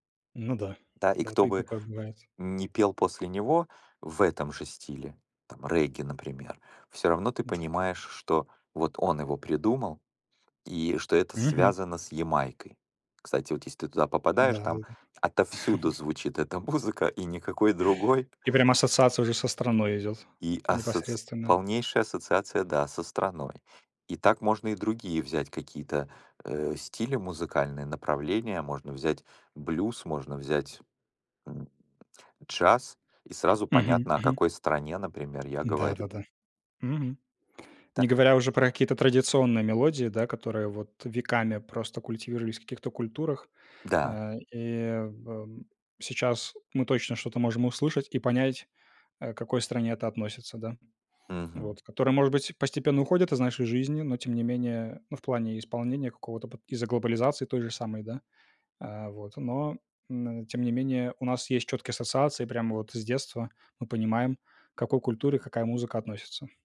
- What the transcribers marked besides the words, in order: tapping; chuckle; laughing while speaking: "музыка"; other background noise; unintelligible speech
- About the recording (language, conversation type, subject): Russian, unstructured, Какую роль играет искусство в нашей жизни?